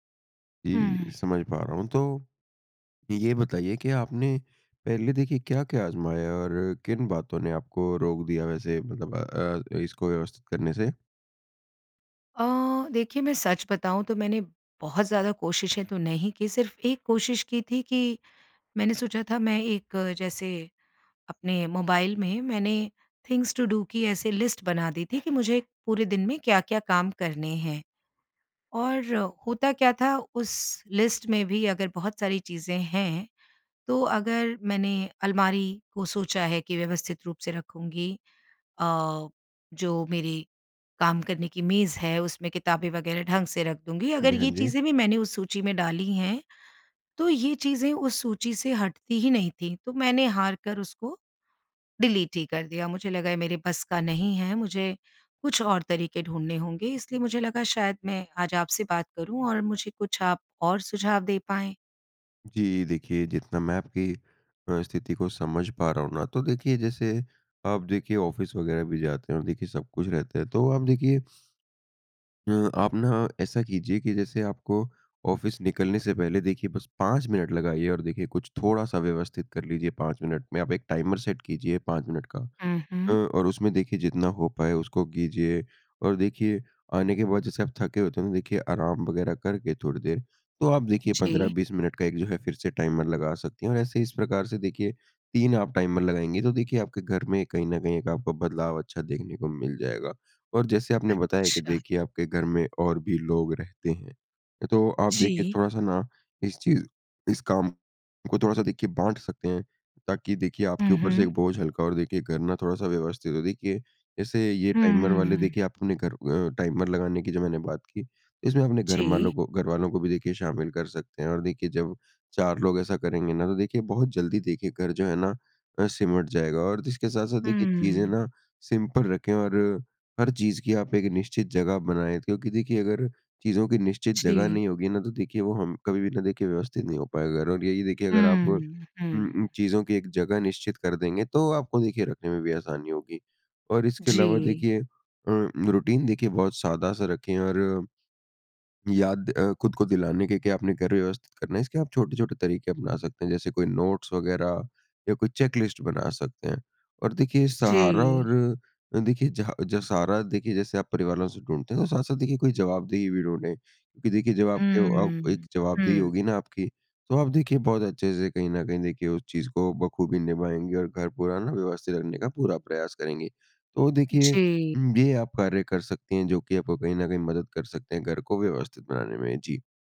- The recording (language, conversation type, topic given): Hindi, advice, आप रोज़ घर को व्यवस्थित रखने की आदत क्यों नहीं बना पाते हैं?
- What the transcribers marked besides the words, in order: in English: "थिंग्स टू डू"; in English: "लिस्ट"; in English: "लिस्ट"; in English: "डिलीट"; in English: "ऑफ़िस"; in English: "ऑफ़िस"; in English: "टाइमर सेट"; in English: "टाइमर"; in English: "टाइमर"; in English: "टाइमर"; in English: "टाइमर"; in English: "सिंपल"; in English: "रूटीन"; in English: "नोट्स"; in English: "चेक लिस्ट"